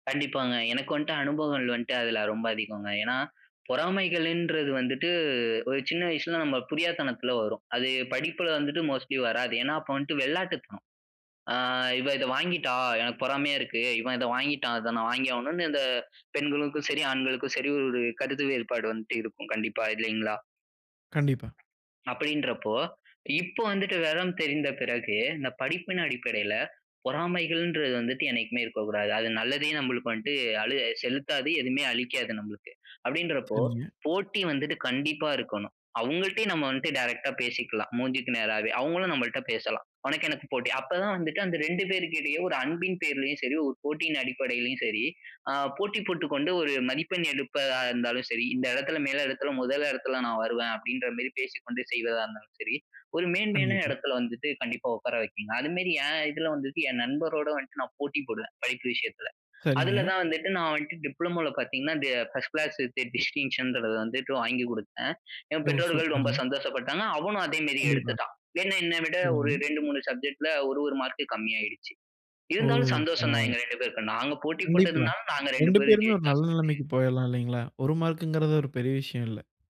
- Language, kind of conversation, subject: Tamil, podcast, படிப்பில் நீங்கள் ஊக்கம் எப்படி தொடர்ந்து பேணுகிறீர்கள்?
- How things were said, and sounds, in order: in English: "மோஸ்ட்லி"; other background noise; in English: "ஃபர்ஸ்ட் கிளாஸ் வித் டிஸ்டிங்ஷன்றத"